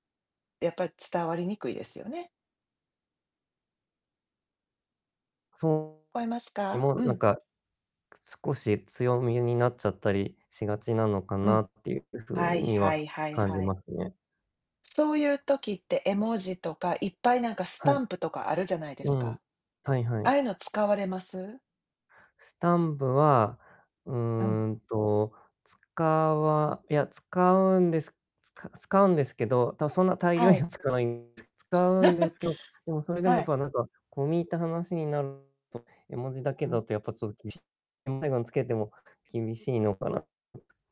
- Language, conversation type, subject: Japanese, unstructured, SNSは人とのつながりにどのような影響を与えていますか？
- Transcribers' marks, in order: distorted speech; laughing while speaking: "には"; tapping; laugh; unintelligible speech